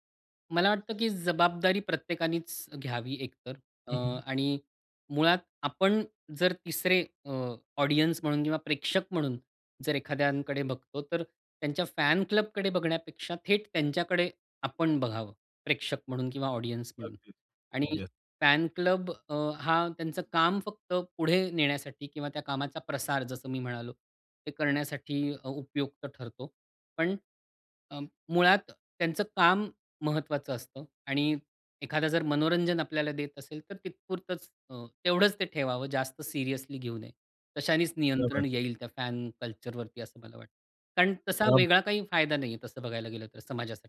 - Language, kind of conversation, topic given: Marathi, podcast, चाहत्यांचे गट आणि चाहत संस्कृती यांचे फायदे आणि तोटे कोणते आहेत?
- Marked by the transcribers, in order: in English: "ऑडियन्स"; other background noise; in English: "फॅन क्लबकडे"; in English: "ऑडियन्स"; in English: "फॅन क्लब"; "तिथेपुरतंच" said as "तितपुरतच"; in English: "फॅन कल्चरवरती"; in Hindi: "क्या बात है!"